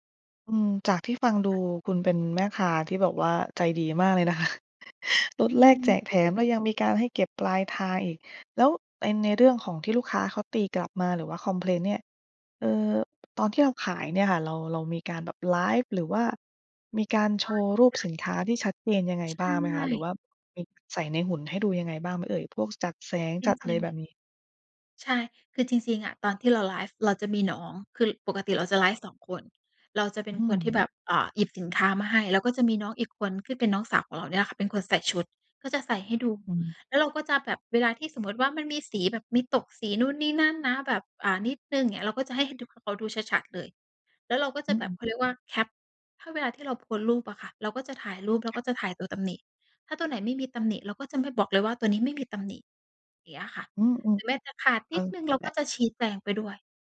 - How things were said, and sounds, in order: chuckle; unintelligible speech; tapping
- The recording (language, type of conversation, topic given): Thai, advice, จะรับมือกับความรู้สึกท้อใจอย่างไรเมื่อยังไม่มีลูกค้าสนใจสินค้า?